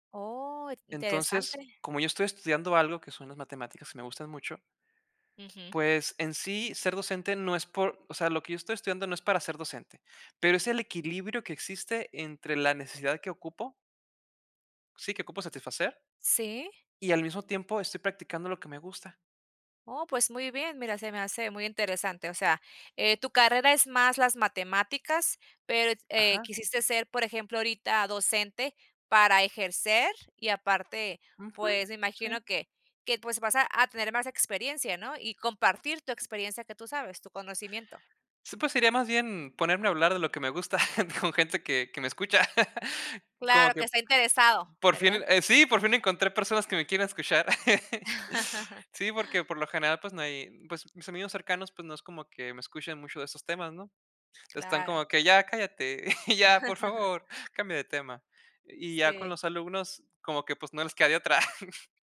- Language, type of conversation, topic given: Spanish, podcast, ¿Cómo equilibras lo que te exige el trabajo con quién eres?
- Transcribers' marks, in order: tapping; chuckle; laugh; laugh; laugh; chuckle; chuckle